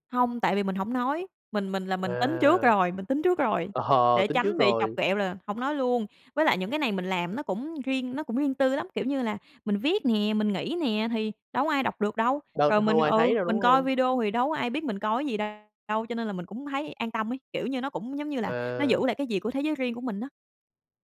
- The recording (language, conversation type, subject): Vietnamese, podcast, Một thói quen nhỏ nào đã thay đổi cuộc sống của bạn?
- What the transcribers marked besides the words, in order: laughing while speaking: "Ờ"; tapping